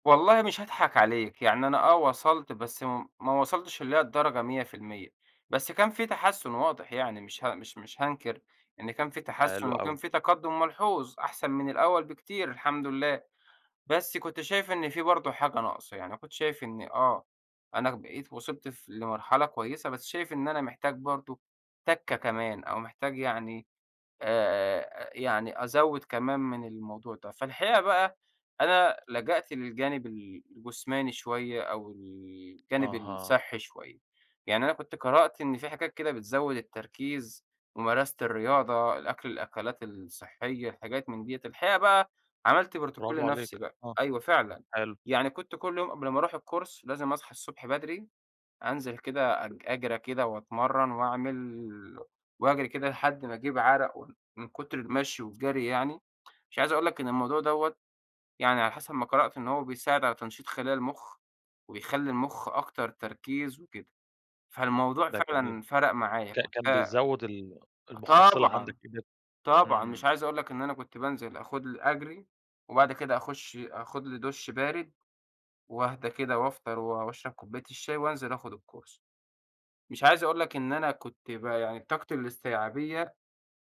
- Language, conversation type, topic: Arabic, podcast, إيه أكتر الأخطاء اللي الناس بتقع فيها وهي بتتعلم مهارة جديدة؟
- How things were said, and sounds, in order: tapping; in English: "الCourse"; in English: "الCourse"